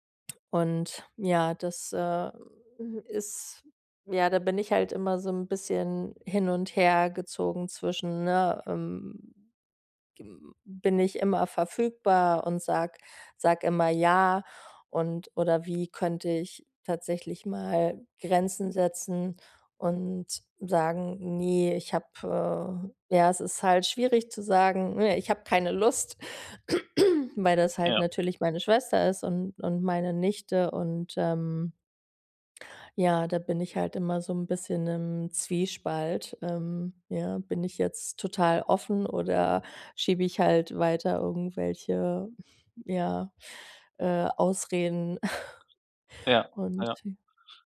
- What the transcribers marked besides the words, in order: throat clearing; other noise; chuckle
- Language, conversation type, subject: German, advice, Wie kann ich bei der Pflege meiner alten Mutter Grenzen setzen, ohne mich schuldig zu fühlen?